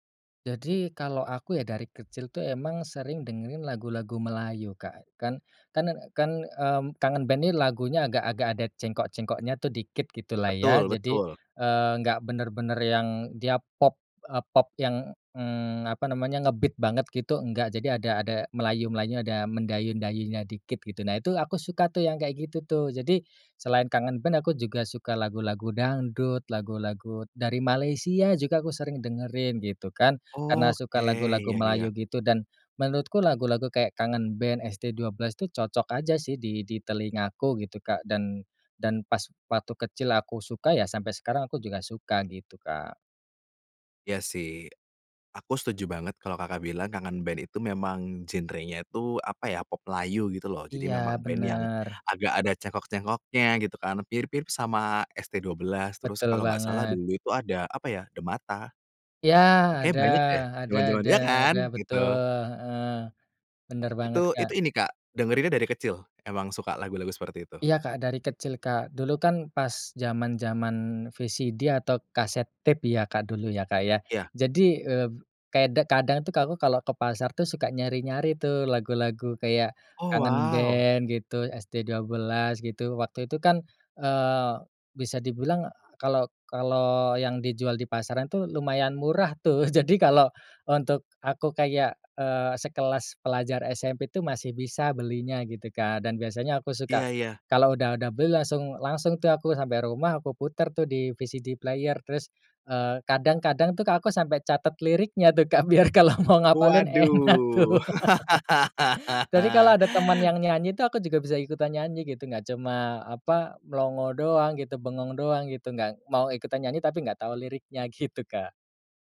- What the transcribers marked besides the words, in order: in English: "nge-beat"; in English: "VCD"; in English: "VCD Player"; laughing while speaking: "biar kalau mau ngapalin enak tuh"; laugh; laugh
- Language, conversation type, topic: Indonesian, podcast, Pernahkah ada lagu yang memicu perdebatan saat kalian membuat daftar putar bersama?